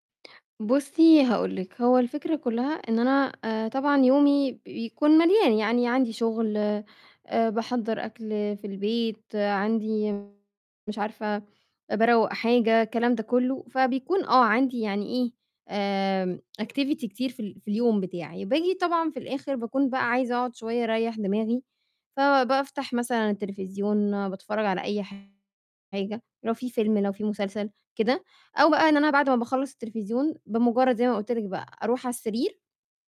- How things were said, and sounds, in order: distorted speech; in English: "activity"
- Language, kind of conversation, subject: Arabic, advice, إزاي أهدّي دماغي قبل ما أنام؟